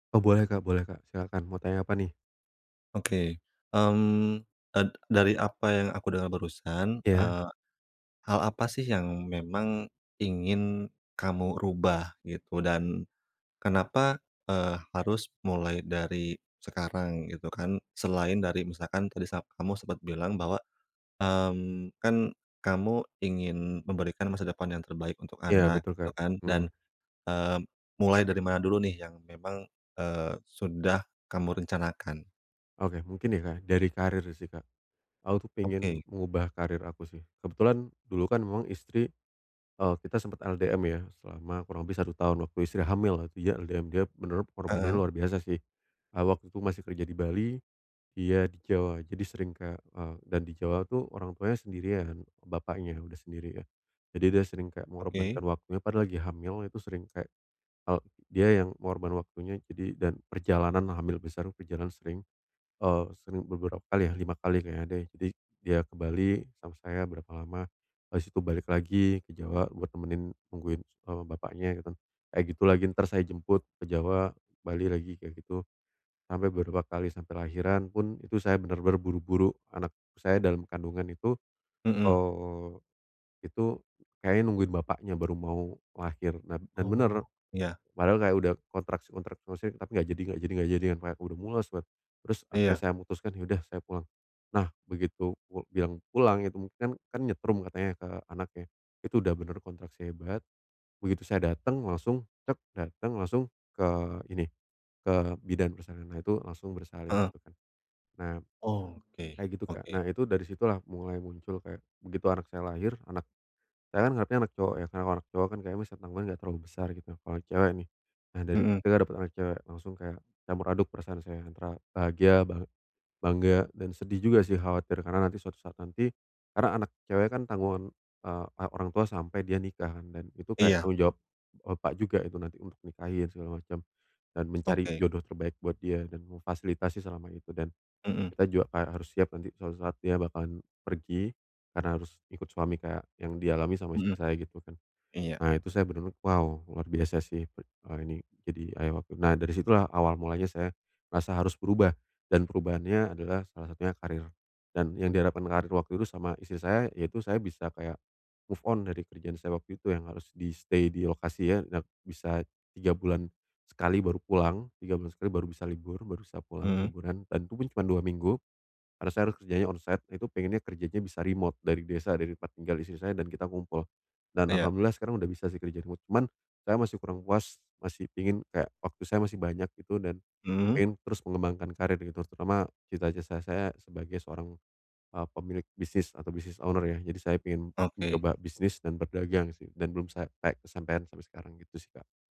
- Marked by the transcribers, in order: unintelligible speech; other noise; tapping; in English: "move on"; in English: "di-stay"; in English: "on site"; in English: "business owner"
- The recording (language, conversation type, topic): Indonesian, advice, Kapan saya tahu bahwa ini saat yang tepat untuk membuat perubahan besar dalam hidup saya?